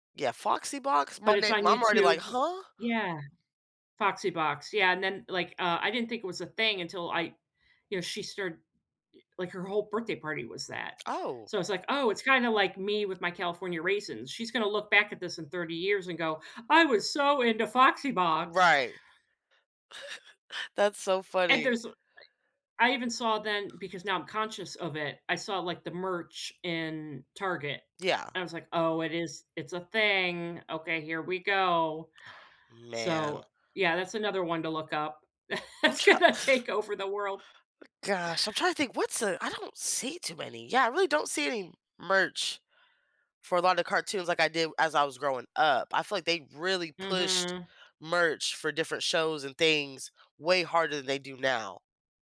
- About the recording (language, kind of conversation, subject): English, unstructured, Which nostalgic cartoons from your childhood still make you smile, and what memories make them special?
- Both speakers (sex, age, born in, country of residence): female, 30-34, United States, United States; female, 55-59, United States, United States
- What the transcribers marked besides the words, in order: put-on voice: "I was so into Foxy Box"; chuckle; other background noise; laughing while speaking: "It's gonna take"; exhale